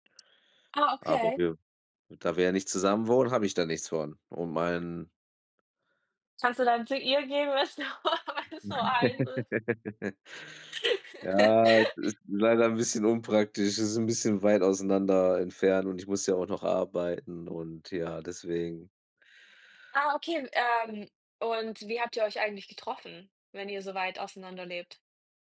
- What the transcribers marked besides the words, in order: giggle; laughing while speaking: "wenn es so heiß ist?"; chuckle; giggle
- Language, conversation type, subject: German, unstructured, Wie reagierst du, wenn dein Partner nicht ehrlich ist?